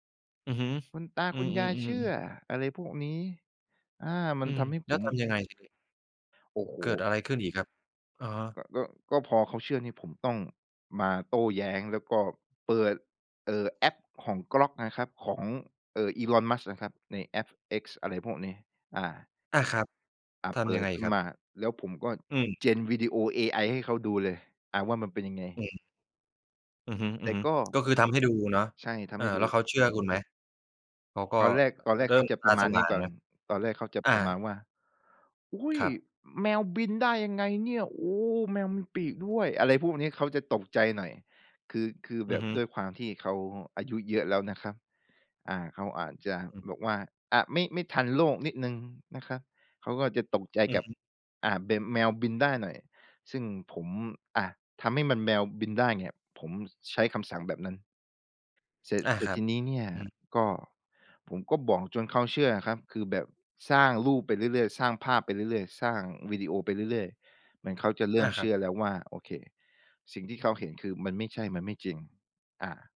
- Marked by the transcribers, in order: other background noise; tapping; put-on voice: "อุ้ย ! แมวบินได้ยังไงเนี่ย โอ้ ! แมวมีปีกด้วย"
- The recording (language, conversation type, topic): Thai, podcast, คุณมีวิธีตรวจสอบความน่าเชื่อถือของข่าวออนไลน์อย่างไร?